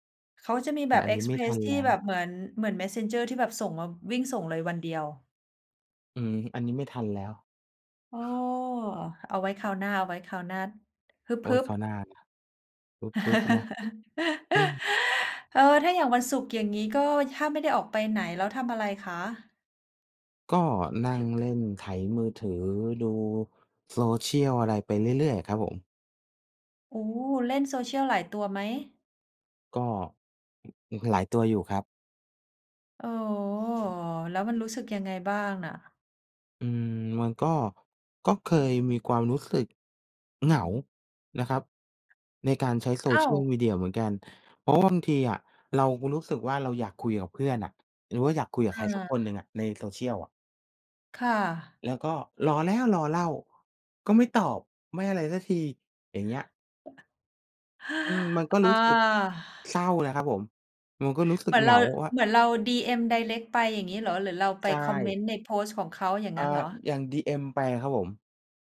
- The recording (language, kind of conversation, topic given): Thai, unstructured, คุณเคยรู้สึกเหงาหรือเศร้าจากการใช้โซเชียลมีเดียไหม?
- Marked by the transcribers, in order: tapping; chuckle; chuckle